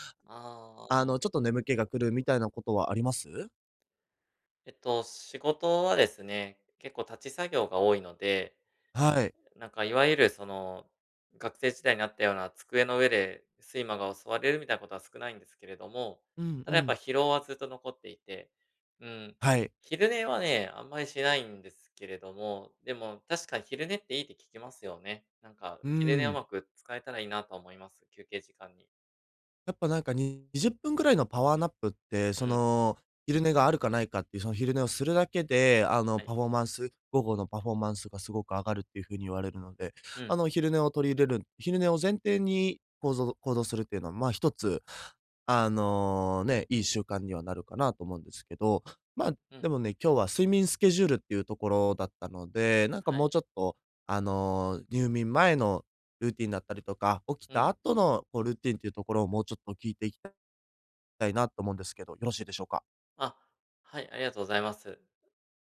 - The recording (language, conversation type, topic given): Japanese, advice, 毎日同じ時間に寝起きする習慣をどうすれば身につけられますか？
- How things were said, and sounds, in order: none